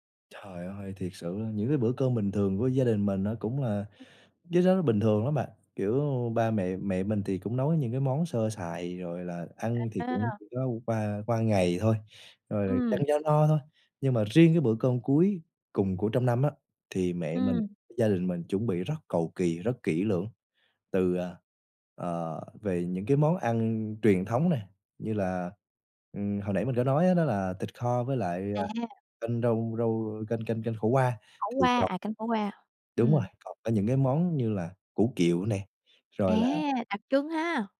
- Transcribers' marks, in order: other background noise
- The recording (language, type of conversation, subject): Vietnamese, podcast, Bạn có thể kể về một bữa ăn gia đình đáng nhớ của bạn không?